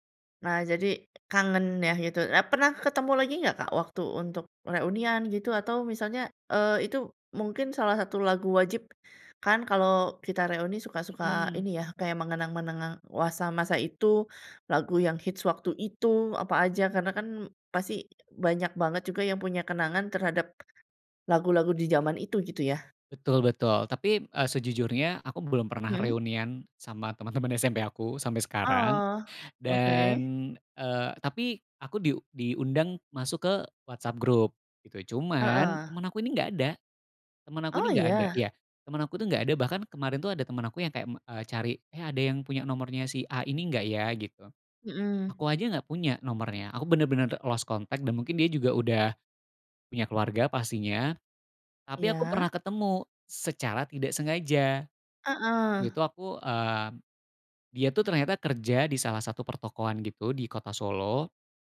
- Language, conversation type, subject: Indonesian, podcast, Lagu apa yang selalu membuat kamu merasa nostalgia, dan mengapa?
- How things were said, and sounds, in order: "mengenang-mengenang" said as "mengenang-menengang"; in English: "lost contact"